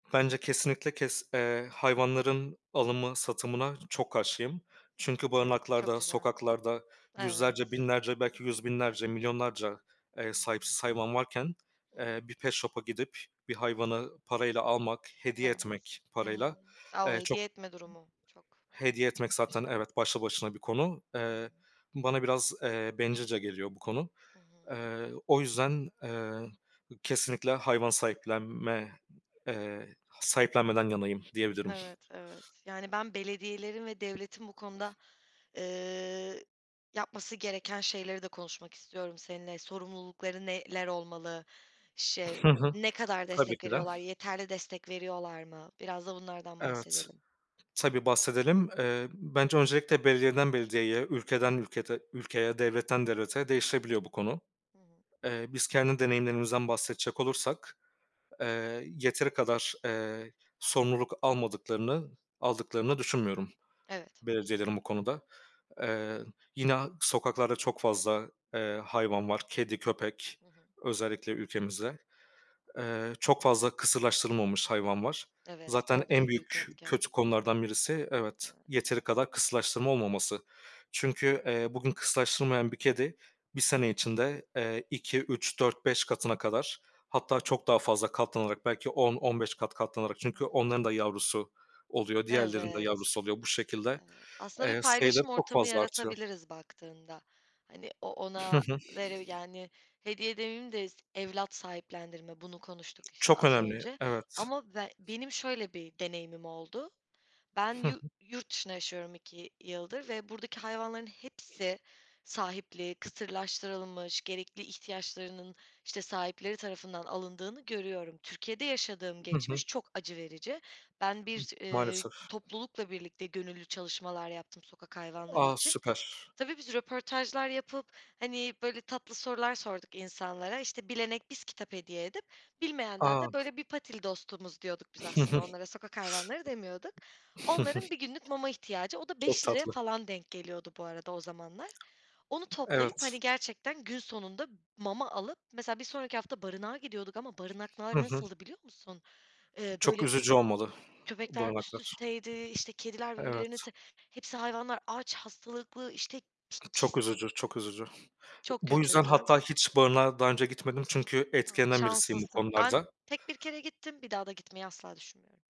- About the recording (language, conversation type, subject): Turkish, unstructured, Sokak hayvanlarına yardım etmek için neler yapabiliriz?
- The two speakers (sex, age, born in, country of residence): female, 25-29, Turkey, Netherlands; male, 25-29, Turkey, Poland
- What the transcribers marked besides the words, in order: other background noise; in English: "pet shop'a"; tapping; other noise; unintelligible speech; unintelligible speech; chuckle; exhale